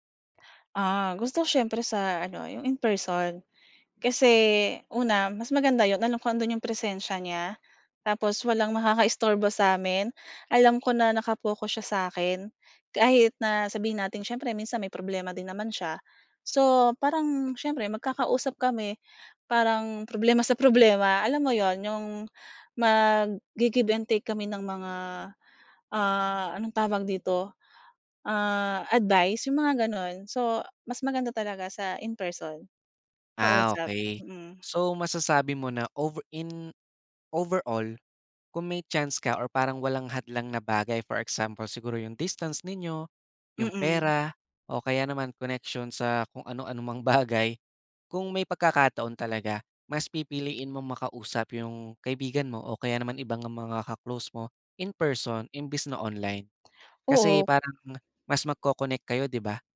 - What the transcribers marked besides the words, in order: tapping
- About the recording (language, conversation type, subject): Filipino, podcast, Mas madali ka bang magbahagi ng nararamdaman online kaysa kapag kaharap nang personal?
- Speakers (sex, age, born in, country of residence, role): female, 40-44, Philippines, Philippines, guest; male, 20-24, Philippines, Philippines, host